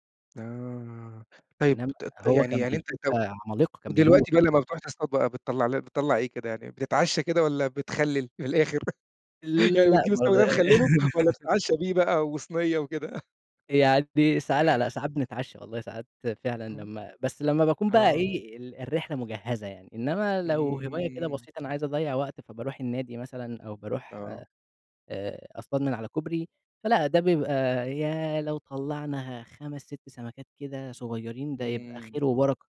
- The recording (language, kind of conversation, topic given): Arabic, podcast, احكيلي عن هوايتك المفضلة وإزاي دخلت فيها؟
- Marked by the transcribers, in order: unintelligible speech; laugh; laugh